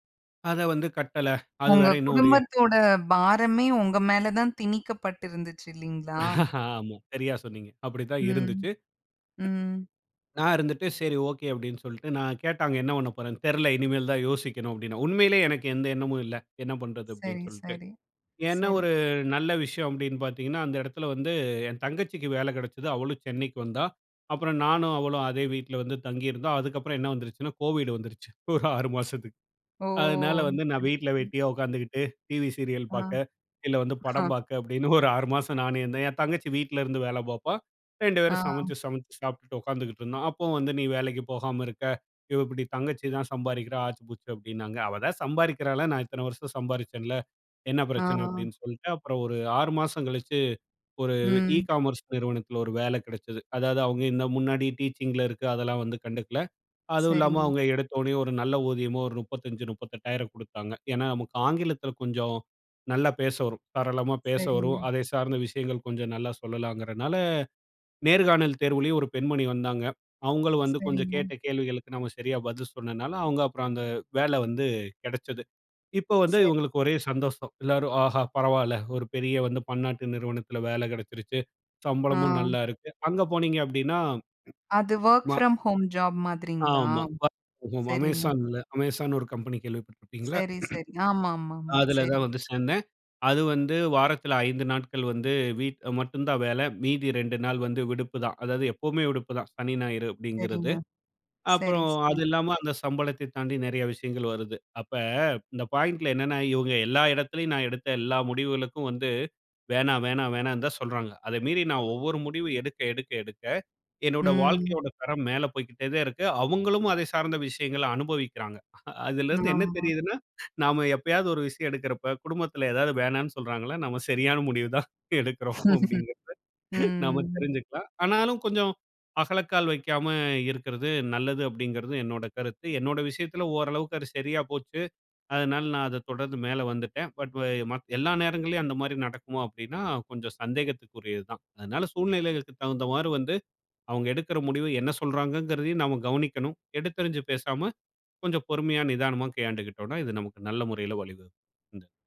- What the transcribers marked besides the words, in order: laugh; other noise; laughing while speaking: "ஒரு ஆறு மாசத்துக்கு"; drawn out: "ஓ!"; chuckle; in English: "இ காமர்ஸ்"; in English: "டீச்சிங்க்ல"; joyful: "இப்போ வந்து இவுங்களுக்கு ஒரே சந்தோஷம் … சம்பளமும் நல்லா இருக்கு"; in English: "ஒர்க் ஃப்ரம் ஹோம் ஜாப்"; in English: "ஒர்க் ஃப்ரம் ஹோம்"; throat clearing; in English: "பாயிண்ட்ல"; chuckle; laughing while speaking: "நம்ம சரியான முடிவுதான் எடுக்கிறோம், அப்பிடிங்கிறத நாம தெரிஞ்சிக்லாம்"; laugh; drawn out: "ம்"; in English: "பட்"
- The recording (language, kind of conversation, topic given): Tamil, podcast, குடும்பம் உங்களை கட்டுப்படுத்த முயன்றால், உங்கள் சுயாதீனத்தை எப்படி காக்கிறீர்கள்?